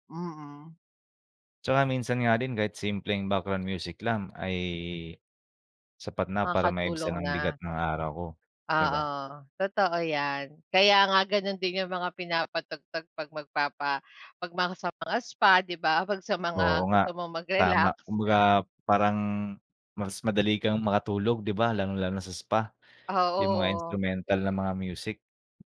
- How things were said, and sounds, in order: none
- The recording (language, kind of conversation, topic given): Filipino, unstructured, Paano nakaaapekto ang musika sa iyong araw-araw na buhay?